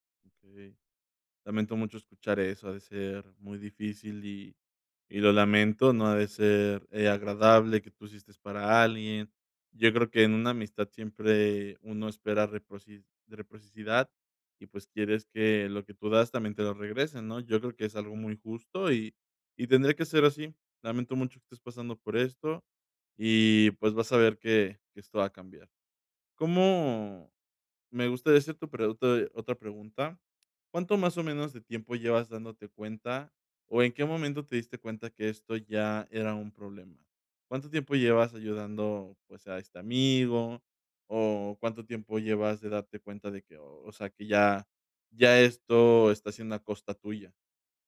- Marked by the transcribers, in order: "reciprocidad" said as "reprocicidad"
- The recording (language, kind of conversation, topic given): Spanish, advice, ¿Cómo puedo cuidar mi bienestar mientras apoyo a un amigo?